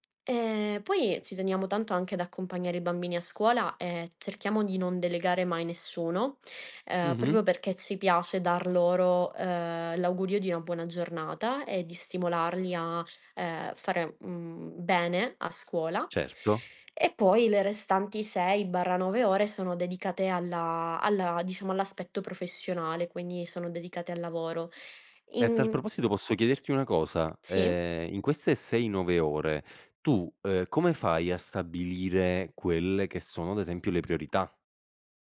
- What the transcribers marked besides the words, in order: "proprio" said as "propio"
- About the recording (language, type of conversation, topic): Italian, podcast, Come bilanci lavoro e vita familiare nelle giornate piene?